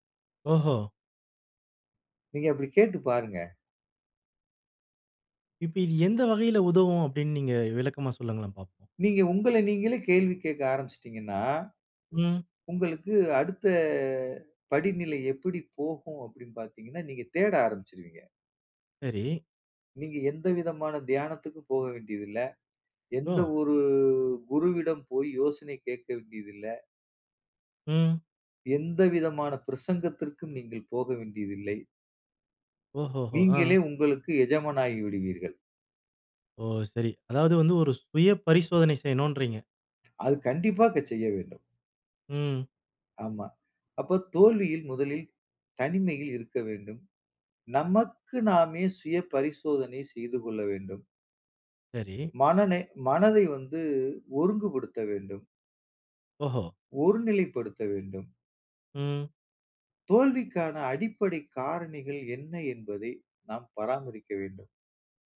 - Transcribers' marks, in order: surprised: "ஓ!"; drawn out: "ஒரு"; other noise
- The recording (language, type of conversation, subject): Tamil, podcast, தோல்வியால் மனநிலையை எப்படி பராமரிக்கலாம்?
- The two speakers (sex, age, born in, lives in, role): male, 40-44, India, India, guest; male, 40-44, India, India, host